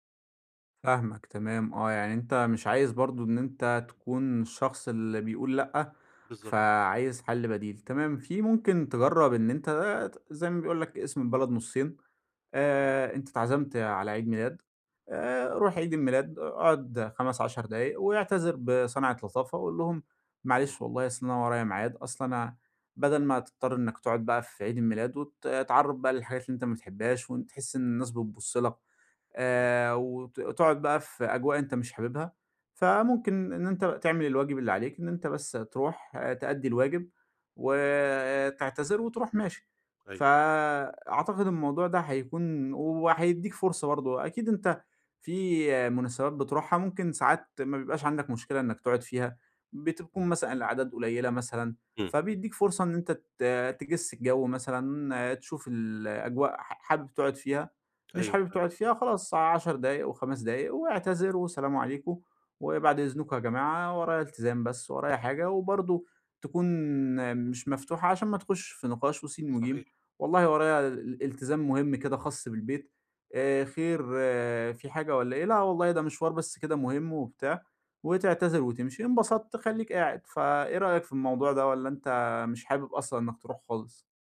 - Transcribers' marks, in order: tapping
- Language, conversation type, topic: Arabic, advice, إزاي أتعامل مع الضغط عليّا عشان أشارك في المناسبات الاجتماعية؟